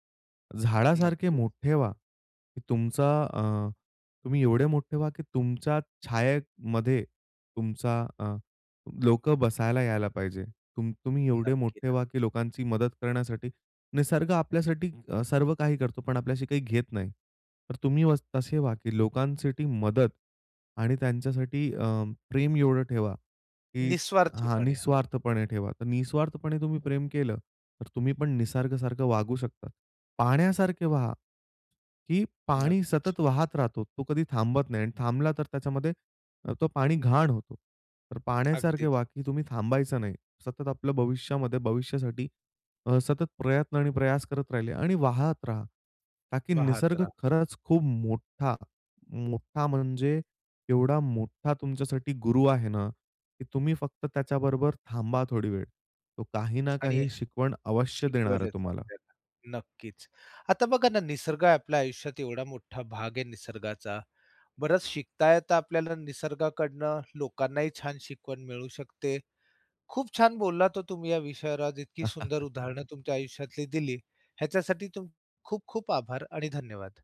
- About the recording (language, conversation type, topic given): Marathi, podcast, निसर्गाने वेळ आणि धैर्य यांचे महत्त्व कसे दाखवले, उदाहरण द्याल का?
- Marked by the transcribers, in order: tapping; chuckle